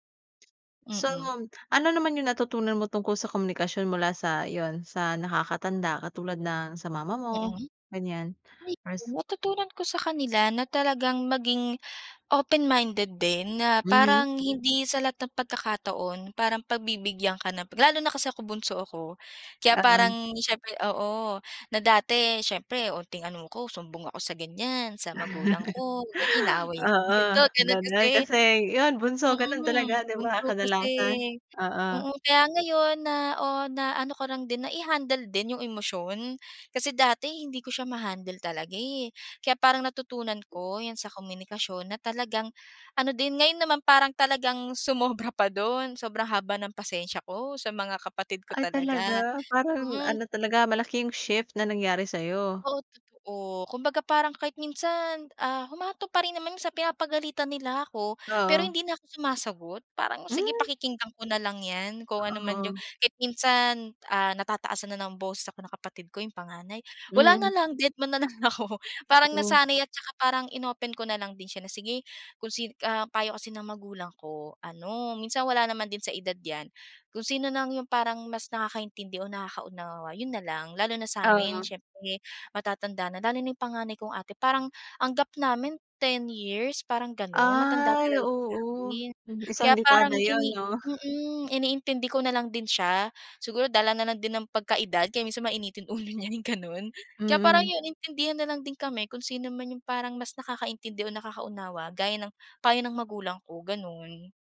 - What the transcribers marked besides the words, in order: other background noise; in English: "open-minded"; laugh; "lang" said as "rang"; laughing while speaking: "ako"; tapping; laughing while speaking: "niya yung ganon"
- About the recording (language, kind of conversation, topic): Filipino, podcast, Paano mo pinananatili ang maayos na komunikasyon sa pamilya?